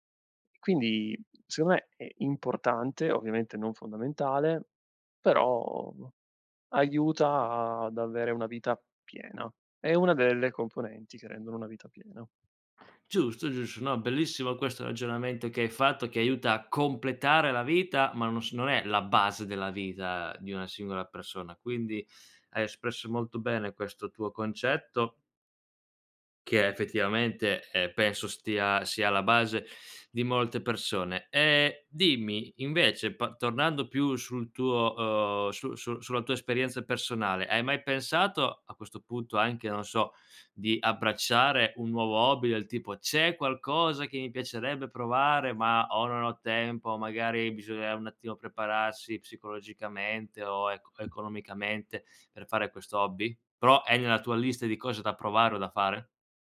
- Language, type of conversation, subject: Italian, podcast, Com'è nata la tua passione per questo hobby?
- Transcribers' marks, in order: other background noise; tapping